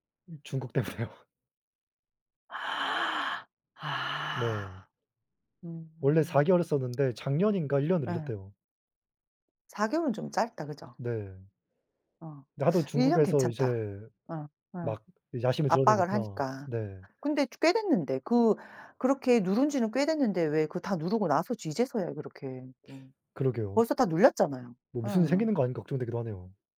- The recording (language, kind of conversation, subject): Korean, unstructured, 미래에 어떤 직업을 갖고 싶으신가요?
- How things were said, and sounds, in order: other background noise; laughing while speaking: "때문에요"; gasp; tapping